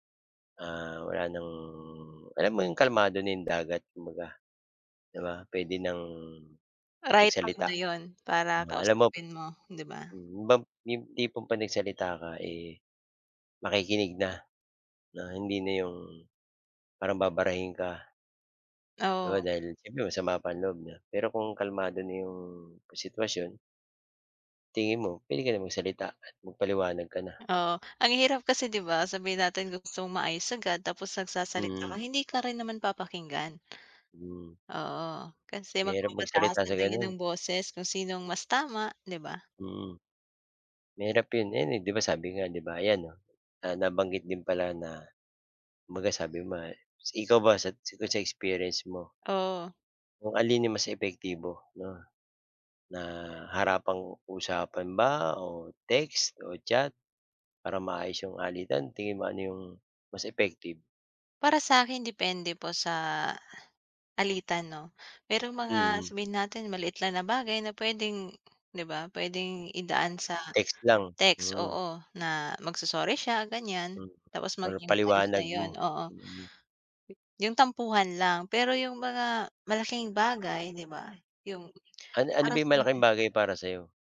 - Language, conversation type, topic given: Filipino, unstructured, Ano ang papel ng komunikasyon sa pag-aayos ng sama ng loob?
- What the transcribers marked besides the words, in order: in another language: "Right time"; tapping; other background noise